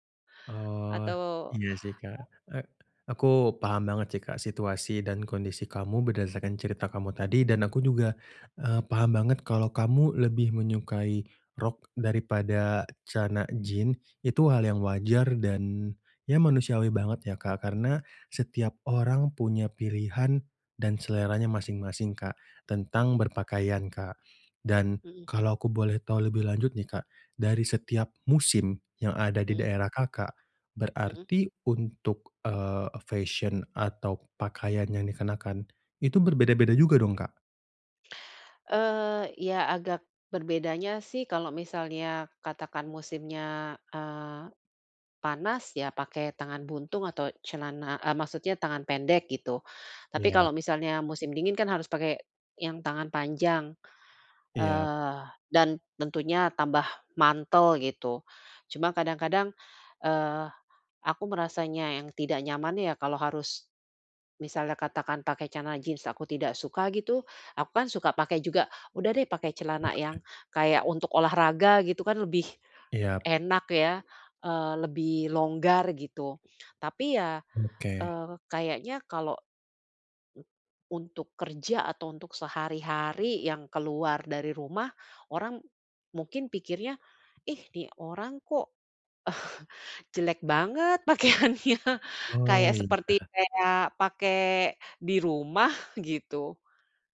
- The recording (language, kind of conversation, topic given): Indonesian, advice, Bagaimana cara memilih pakaian yang cocok dan nyaman untuk saya?
- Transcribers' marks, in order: other background noise; tapping; chuckle; laughing while speaking: "pakaiannya"